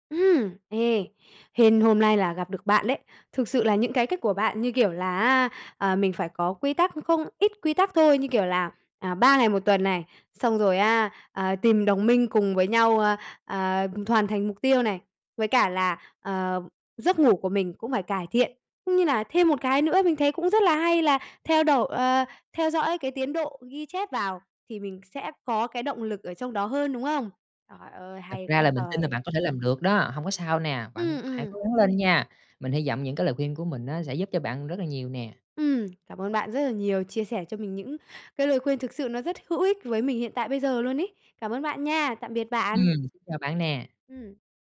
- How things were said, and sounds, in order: tapping; other background noise; "hoàn" said as "thoàn"
- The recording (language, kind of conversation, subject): Vietnamese, advice, Bạn làm thế nào để không bỏ lỡ kế hoạch ăn uống hằng tuần mà mình đã đặt ra?